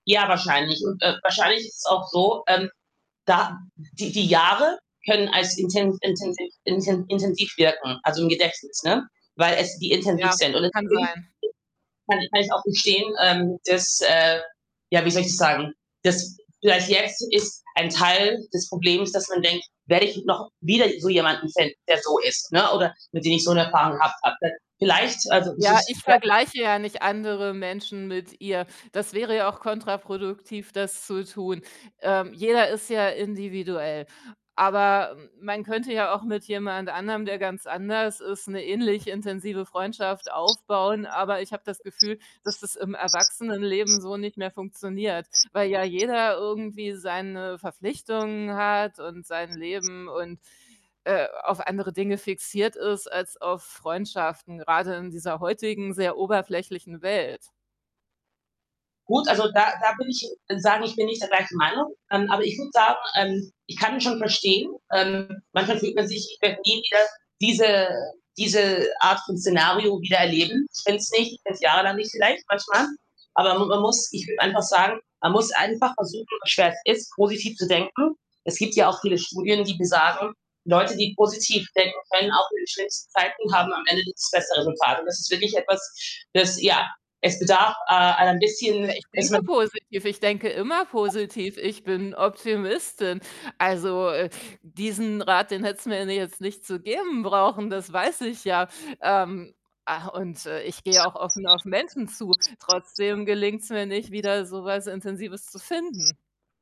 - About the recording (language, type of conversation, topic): German, advice, Wie kann ich das plötzliche Ende einer engen Freundschaft verarbeiten und mit Trauer und Wut umgehen?
- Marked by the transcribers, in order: distorted speech; other background noise; tapping; unintelligible speech; static